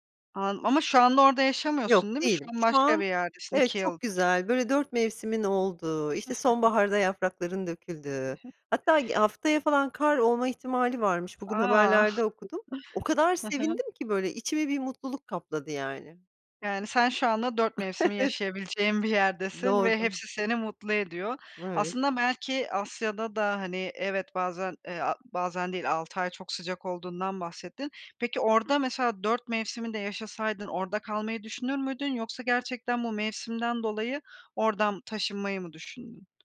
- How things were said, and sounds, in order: chuckle; chuckle; other background noise; chuckle; chuckle; tapping
- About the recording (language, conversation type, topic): Turkish, podcast, Mevsim değişikliklerini ilk ne zaman ve nasıl fark edersin?